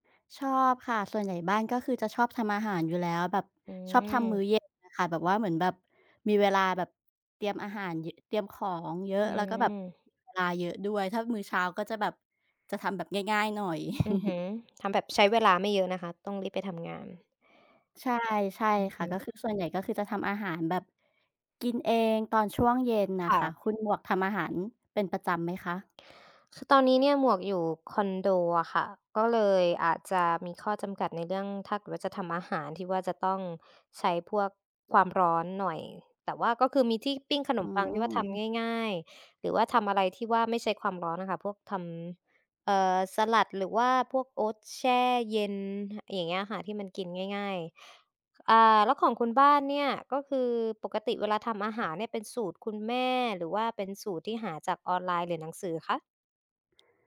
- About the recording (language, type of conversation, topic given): Thai, unstructured, คุณเคยลองทำอาหารตามสูตรอาหารออนไลน์หรือไม่?
- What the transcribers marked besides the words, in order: tapping; chuckle